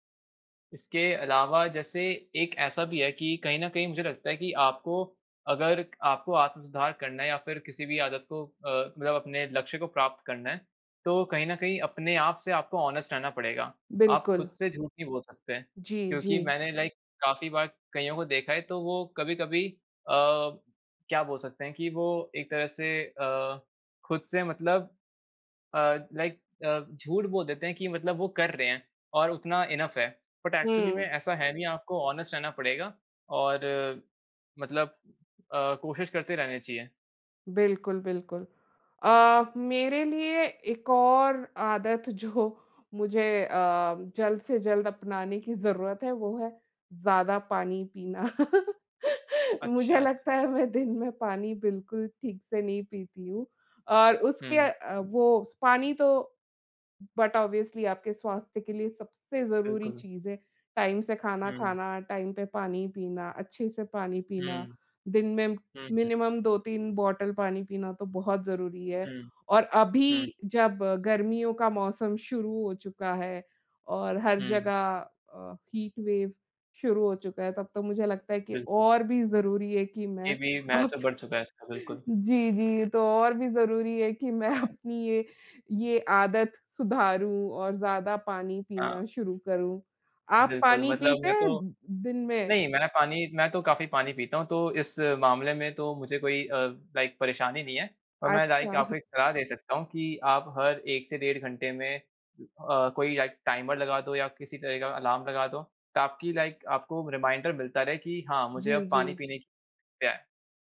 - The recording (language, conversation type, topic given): Hindi, unstructured, आत्म-सुधार के लिए आप कौन-सी नई आदतें अपनाना चाहेंगे?
- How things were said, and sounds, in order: in English: "ऑनेस्ट"; in English: "लाइक"; in English: "लाइक"; in English: "इनफ"; in English: "बट एक्चुअली"; in English: "ऑनेस्ट"; laughing while speaking: "जो"; laugh; laughing while speaking: "मुझे लगता है, मैं दिन में"; in English: "बट ऑब्वियसली"; in English: "टाइम"; in English: "टाइम"; in English: "मिनिमम"; in English: "बॉटल"; in English: "हीट वेव"; laughing while speaking: "अब"; chuckle; laughing while speaking: "मैं"; in English: "लाइक"; in English: "लाइक"; in English: "लाइक टाइमर"; in English: "लाइक"; in English: "रिमाइंडर"